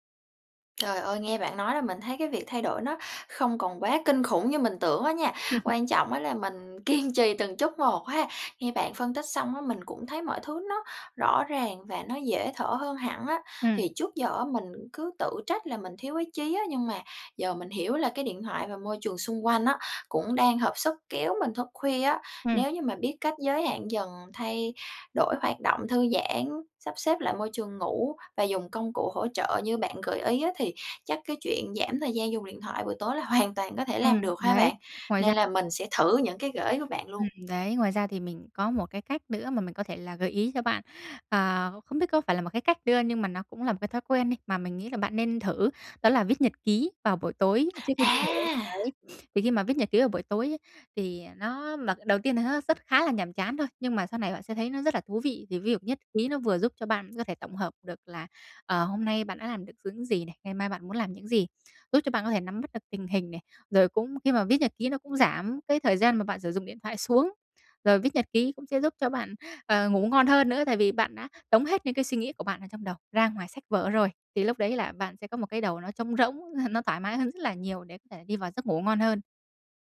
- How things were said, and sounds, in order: tapping; laugh; laughing while speaking: "kiên"; sniff; "những" said as "dững"
- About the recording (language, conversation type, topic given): Vietnamese, advice, Làm thế nào để giảm thời gian dùng điện thoại vào buổi tối để ngủ ngon hơn?